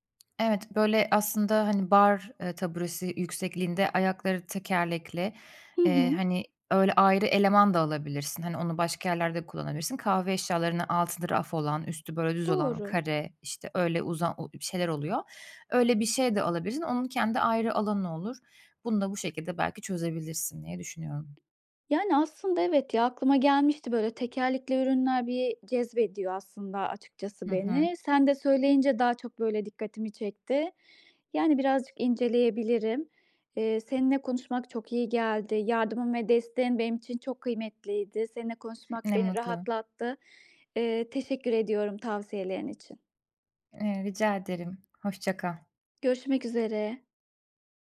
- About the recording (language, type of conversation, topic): Turkish, advice, Eşyalarımı düzenli tutmak ve zamanımı daha iyi yönetmek için nereden başlamalıyım?
- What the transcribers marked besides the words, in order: tapping; other background noise